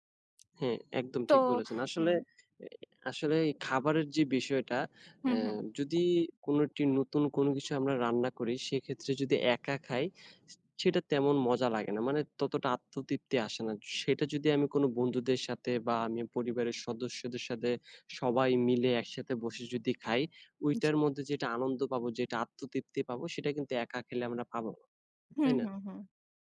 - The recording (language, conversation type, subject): Bengali, unstructured, আপনি কি কখনও রান্নায় নতুন কোনো রেসিপি চেষ্টা করেছেন?
- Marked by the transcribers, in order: other background noise